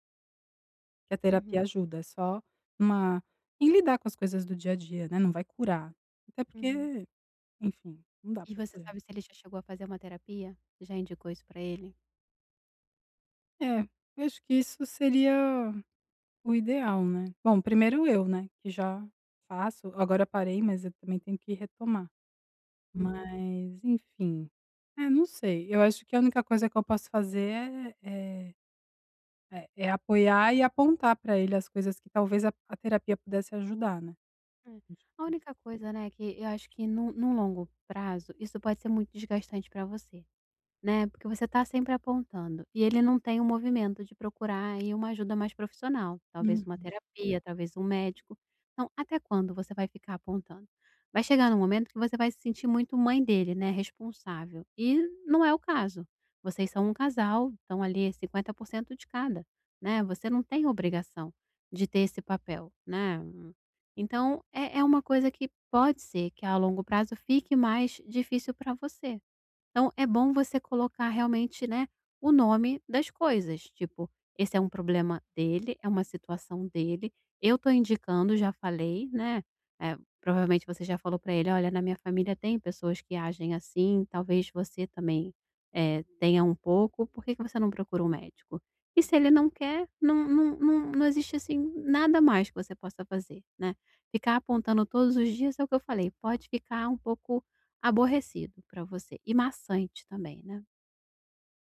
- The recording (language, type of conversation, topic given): Portuguese, advice, Como posso apoiar meu parceiro que enfrenta problemas de saúde mental?
- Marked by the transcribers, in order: other background noise; other noise; tapping